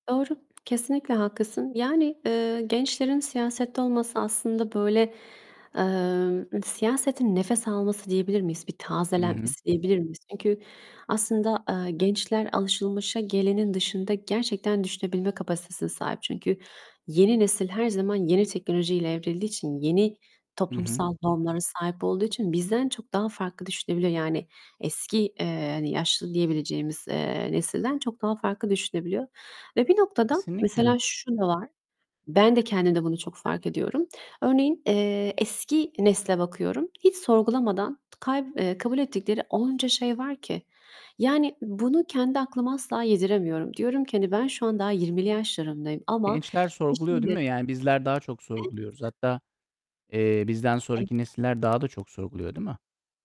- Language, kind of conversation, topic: Turkish, unstructured, Gençlerin siyasete katılması neden önemlidir?
- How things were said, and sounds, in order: other background noise; distorted speech; other noise